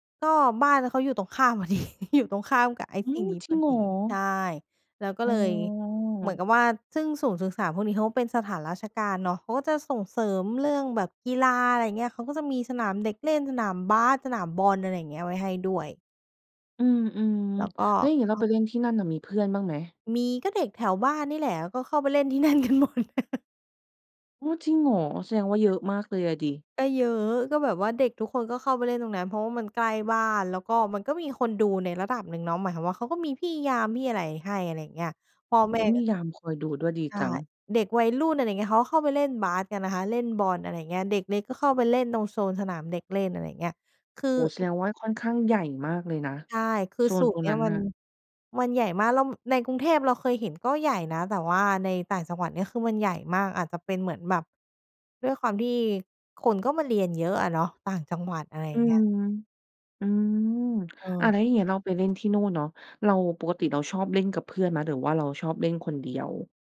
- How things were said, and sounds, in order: laughing while speaking: "พอดี"; laughing while speaking: "นั่นกันหมด"; chuckle
- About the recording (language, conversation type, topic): Thai, podcast, คุณชอบเล่นเกมอะไรในสนามเด็กเล่นมากที่สุด?